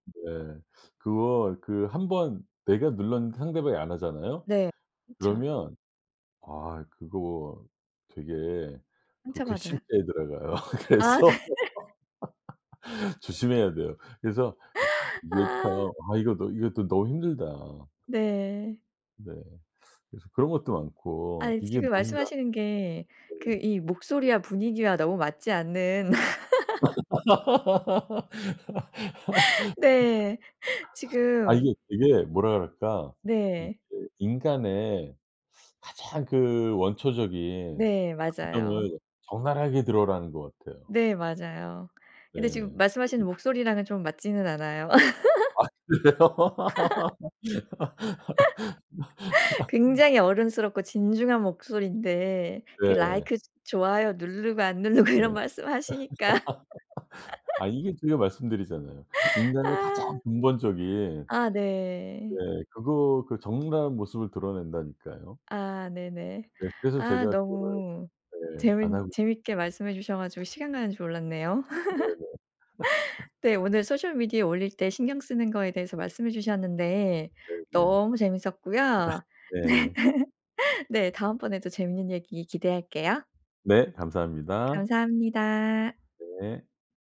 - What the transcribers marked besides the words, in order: laughing while speaking: "들어가요. 그래서"; laugh; laughing while speaking: "네"; laugh; other background noise; laugh; laugh; "드러나는" said as "들어라는"; unintelligible speech; laugh; laughing while speaking: "아 그래요?"; laugh; laughing while speaking: "누르고 이런 말씀 하시니까"; laugh; tapping; laugh; laugh; laughing while speaking: "네"; laugh
- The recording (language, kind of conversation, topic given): Korean, podcast, 소셜 미디어에 게시할 때 가장 신경 쓰는 점은 무엇인가요?